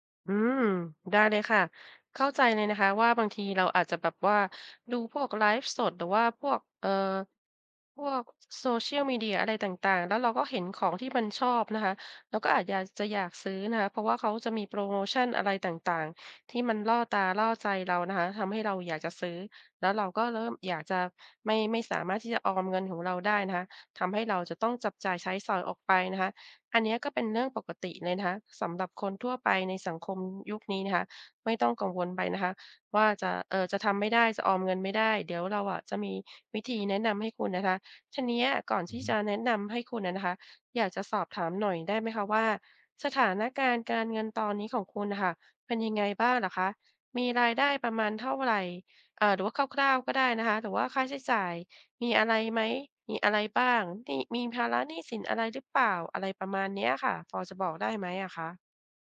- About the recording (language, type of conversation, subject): Thai, advice, ฉันควรเริ่มออมเงินสำหรับเหตุฉุกเฉินอย่างไรดี?
- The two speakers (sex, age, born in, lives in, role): female, 50-54, Thailand, Thailand, advisor; male, 35-39, Thailand, Thailand, user
- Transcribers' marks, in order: none